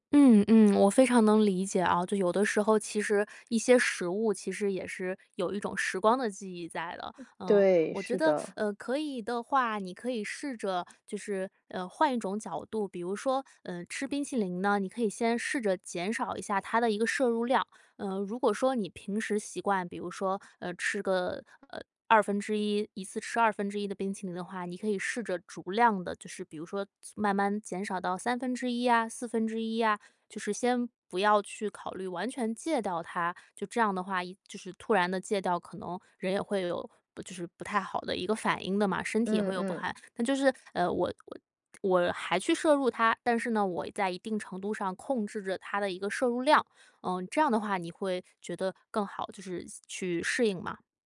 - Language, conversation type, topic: Chinese, advice, 为什么我总是无法摆脱旧习惯？
- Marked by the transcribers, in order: other background noise; teeth sucking